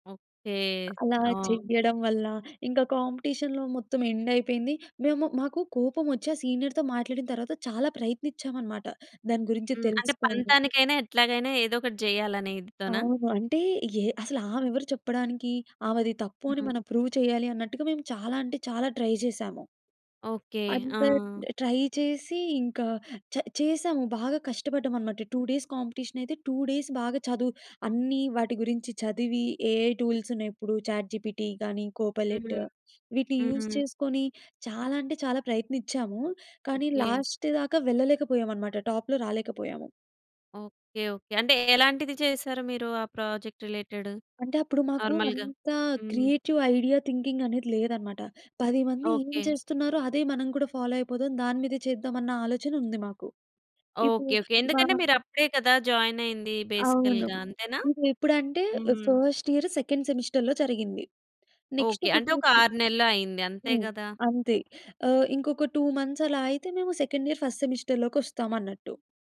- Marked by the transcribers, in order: other background noise; in English: "కాంపిటీషన్‌లో"; in English: "ఎండ్"; in English: "సీనియర్‌తో"; in English: "ప్రూవ్"; in English: "ట్రై"; in English: "ట్రై"; in English: "టూ డేస్"; in English: "టూ డేస్"; in English: "ఏఐ టూల్స్"; in English: "చాట్ జీపీటీ"; in English: "కోపైలెట్"; in English: "యూజ్"; in English: "లాస్ట్"; in English: "టాప్‌లో"; in English: "ప్రాజెక్ట్ రిలేటెడ్ నార్మల్‌గా?"; in English: "క్రియేటివ్"; in English: "థింకింగ్"; in English: "ఫాలో"; in English: "జాయిన్"; in English: "బేసికల్‌గా"; in English: "ఫస్ట్ ఇయర్ సెకండ్ సెమిస్టర్‌లో"; in English: "నెక్స్ట్"; in English: "టూ మంత్స్"; in English: "సెకండ్ ఇయర్ ఫస్ట్"
- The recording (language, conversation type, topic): Telugu, podcast, మీరు విఫలమైనప్పుడు ఏమి నేర్చుకున్నారు?